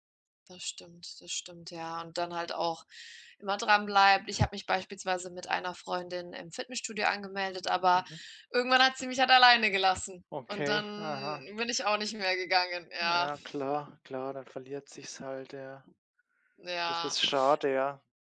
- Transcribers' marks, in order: tapping; other background noise
- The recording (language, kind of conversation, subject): German, unstructured, Warum empfinden manche Menschen Sport als lästig statt als Spaß?